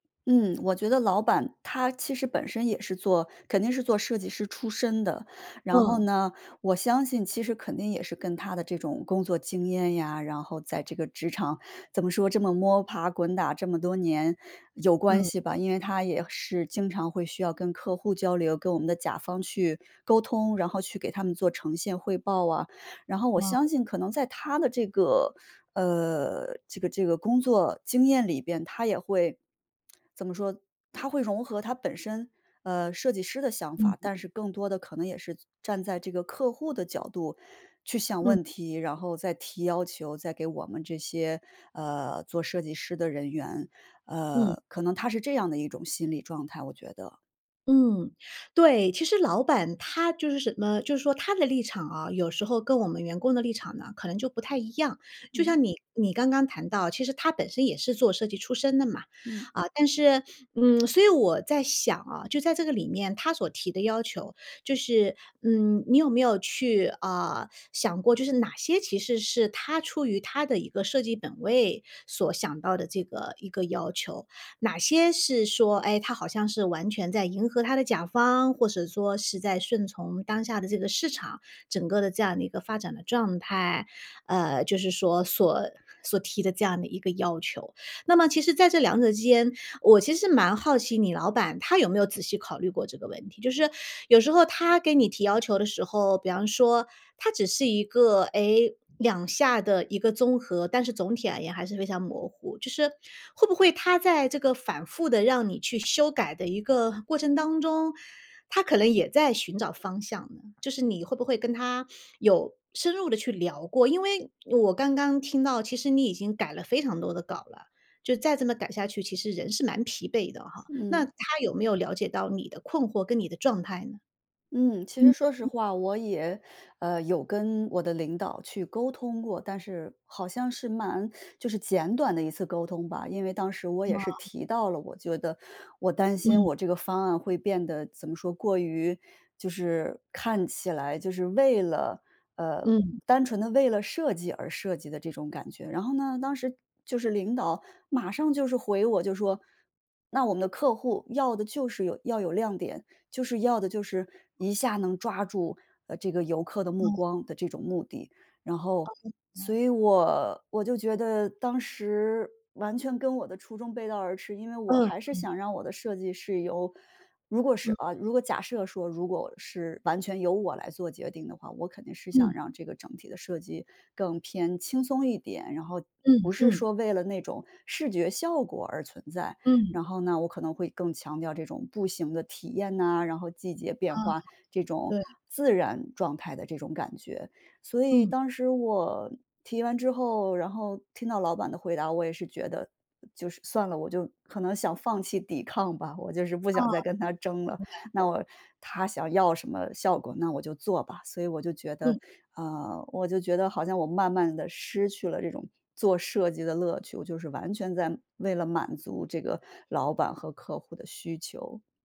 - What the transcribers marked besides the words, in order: other background noise; lip smack; tapping; sniff; unintelligible speech
- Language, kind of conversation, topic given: Chinese, advice, 反复修改后为什么仍然感觉创意停滞？